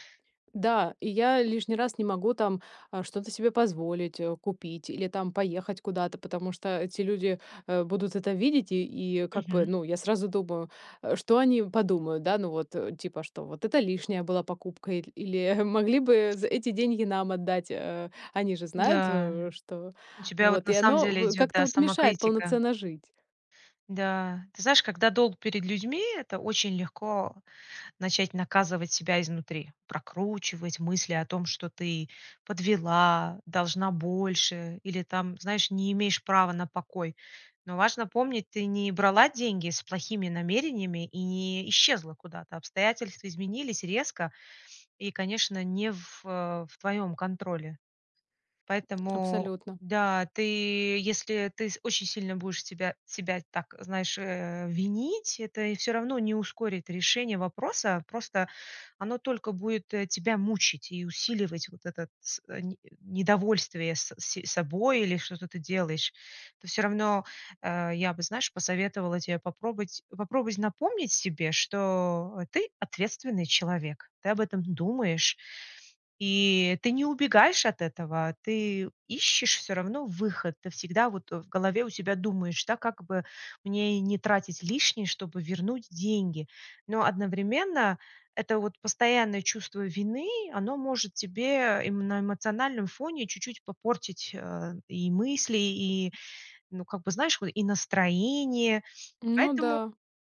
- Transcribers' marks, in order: other background noise; laughing while speaking: "могли бы"; tapping
- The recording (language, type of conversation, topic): Russian, advice, Как мне справиться со страхом из-за долгов и финансовых обязательств?